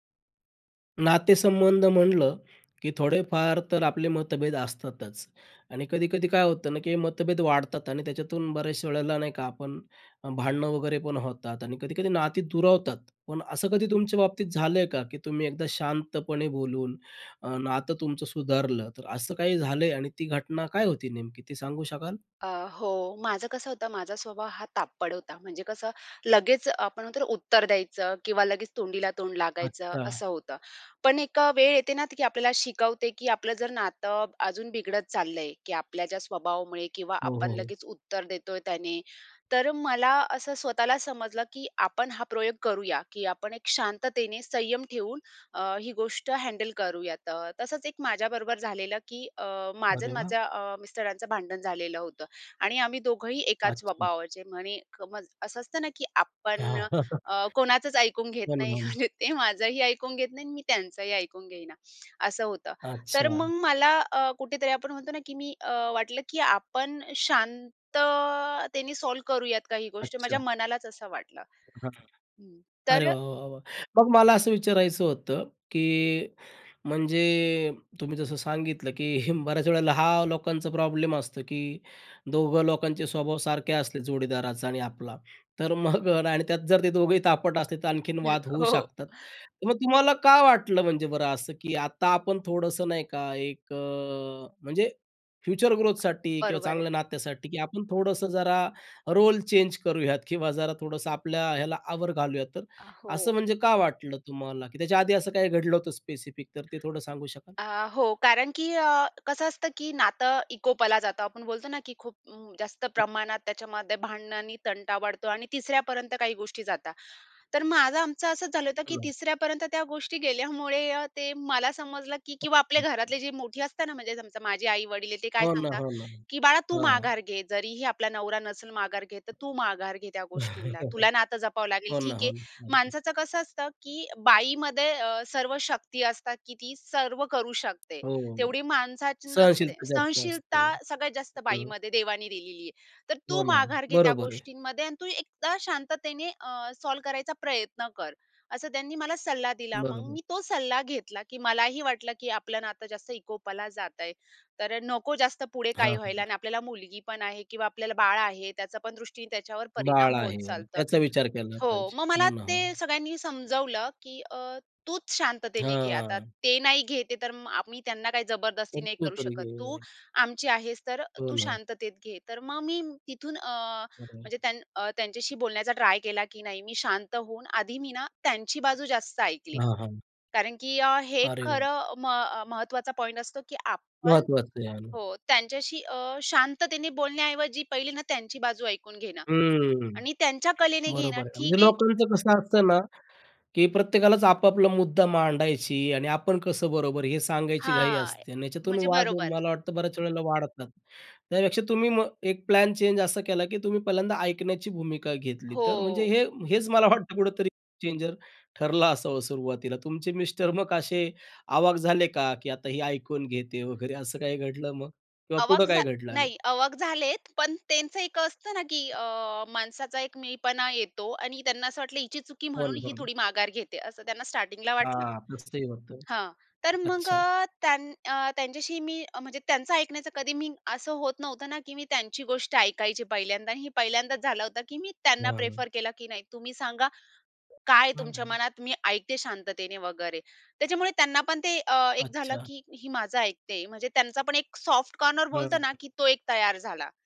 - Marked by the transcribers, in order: "तापट" said as "तापड"; in English: "हँडल"; horn; laughing while speaking: "हां"; other noise; laughing while speaking: "म्हणजे"; in English: "सॉल्व्ह"; laughing while speaking: "की बऱ्याच"; laughing while speaking: "मग अ"; laughing while speaking: "हो, हो"; inhale; tapping; in English: "रोल"; laughing while speaking: "करूयात किंवा"; "विकोपाला" said as "इकोपाला"; chuckle; chuckle; in English: "सॉल्व्ह"; "विकोपाला" said as "इकोपाला"; drawn out: "घे"; drawn out: "हां"; drawn out: "हो"; laughing while speaking: "मला वाटतं"; in English: "चेंजर"; in English: "सॉफ्ट कॉर्नर"
- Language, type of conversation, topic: Marathi, podcast, नातं सुधारायला कारणीभूत ठरलेलं ते शांतपणे झालेलं बोलणं नेमकं कोणतं होतं?